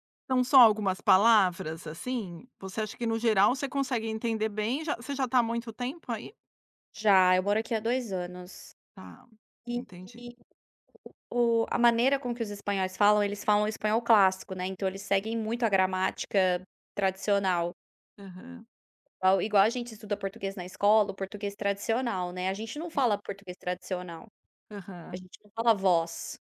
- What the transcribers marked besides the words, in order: tapping; other background noise
- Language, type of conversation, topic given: Portuguese, podcast, Como você decide qual língua usar com cada pessoa?